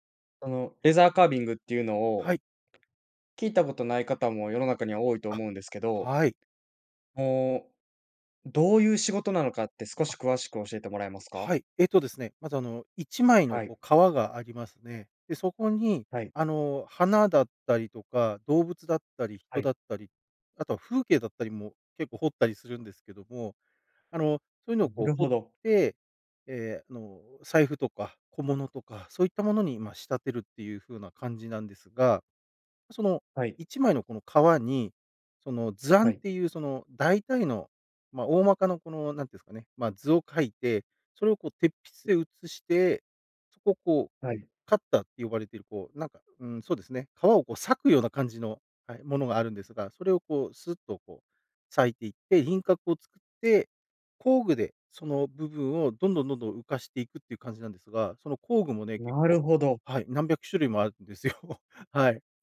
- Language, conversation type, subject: Japanese, podcast, 創作のアイデアは普段どこから湧いてくる？
- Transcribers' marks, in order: other background noise; chuckle